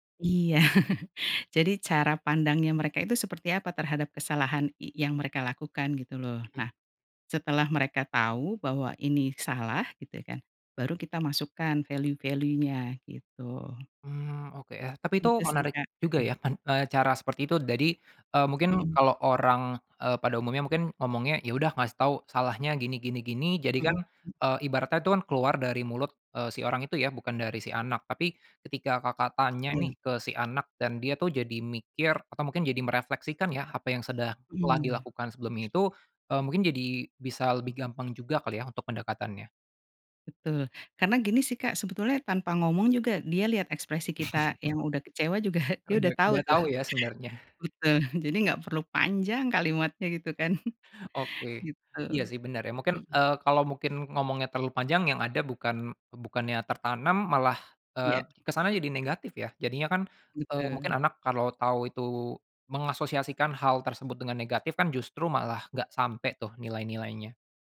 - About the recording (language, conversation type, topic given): Indonesian, podcast, Bagaimana kamu menyeimbangkan nilai-nilai tradisional dengan gaya hidup kekinian?
- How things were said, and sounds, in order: chuckle; in English: "value-value-nya"; other background noise; chuckle; laughing while speaking: "tuh. Betul"